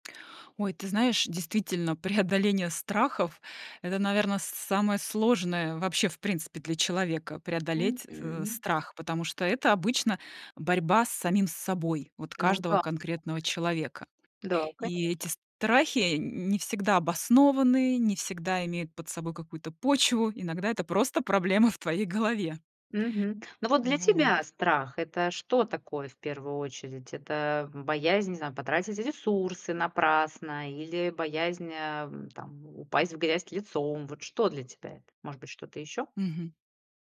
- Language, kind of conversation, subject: Russian, podcast, Как ты преодолеваешь страх перед провалом в экспериментах?
- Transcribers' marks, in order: other background noise